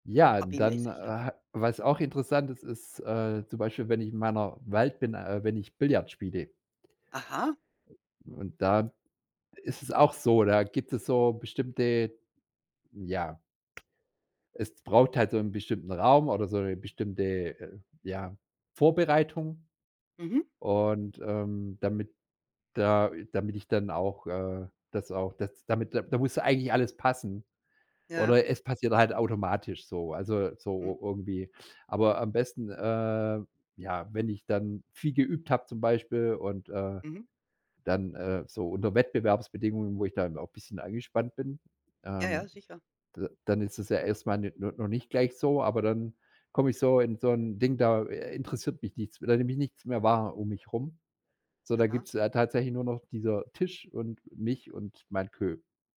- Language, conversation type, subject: German, podcast, Wann gerätst du bei deinem Hobby so richtig in den Flow?
- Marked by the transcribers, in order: none